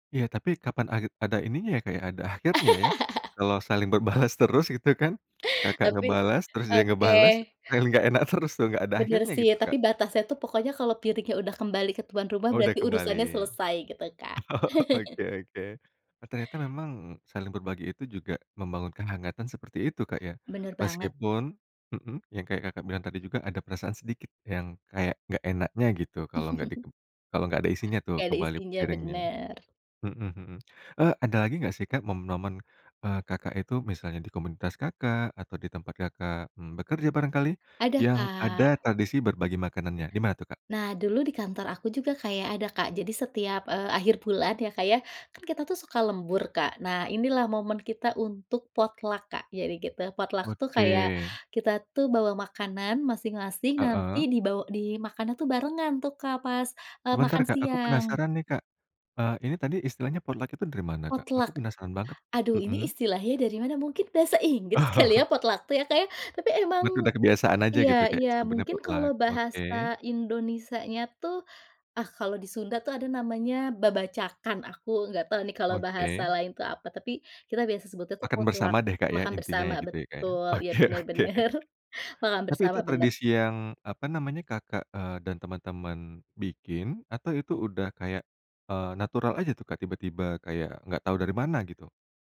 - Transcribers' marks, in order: tapping; laugh; laughing while speaking: "berbalas"; laughing while speaking: "terus"; laughing while speaking: "Oh oke oke"; chuckle; chuckle; in English: "potluck"; in English: "Potluck"; in English: "potluck"; in English: "Potluck"; laughing while speaking: "Oh"; in English: "potluck"; in English: "potluck"; in Sundanese: "babacakan"; in English: "potluck"; laughing while speaking: "benar"; laughing while speaking: "oke oke"
- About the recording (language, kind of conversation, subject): Indonesian, podcast, Kenapa berbagi makanan bisa membuat hubungan lebih dekat?